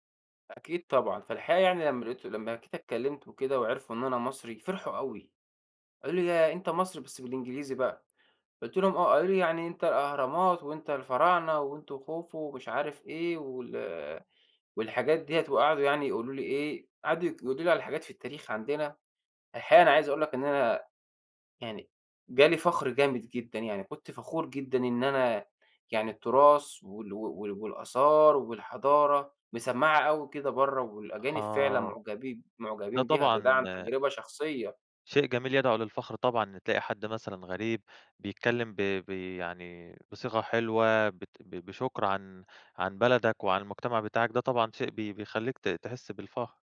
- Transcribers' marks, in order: unintelligible speech
- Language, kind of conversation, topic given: Arabic, podcast, إنت شايف إن اللغة بتجمع الناس ولا بتفرّقهم؟